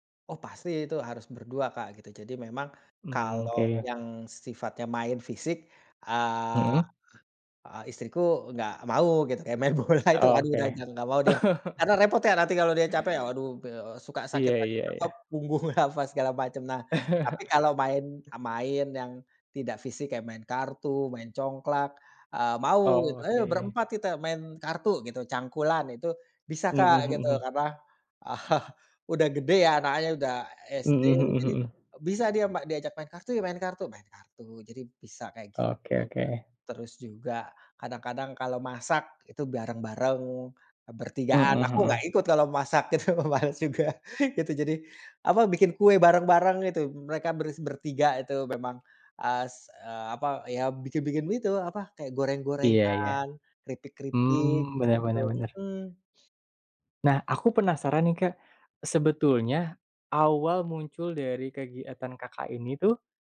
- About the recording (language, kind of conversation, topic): Indonesian, podcast, Bagaimana tindakan kecil sehari-hari bisa membuat anak merasa dicintai?
- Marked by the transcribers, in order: laughing while speaking: "bola"; laugh; unintelligible speech; unintelligible speech; laughing while speaking: "punggung, apa"; chuckle; other background noise; chuckle; laughing while speaking: "itu, males juga gitu"